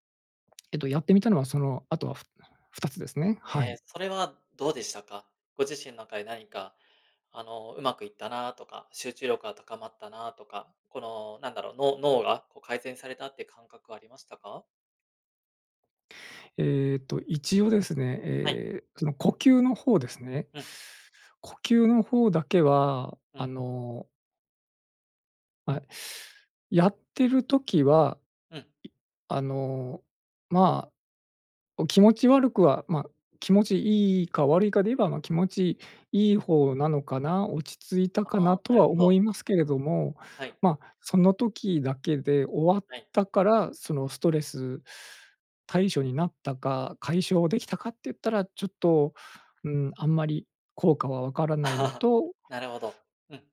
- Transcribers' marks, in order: chuckle
- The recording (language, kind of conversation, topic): Japanese, advice, ストレス対処のための瞑想が続けられないのはなぜですか？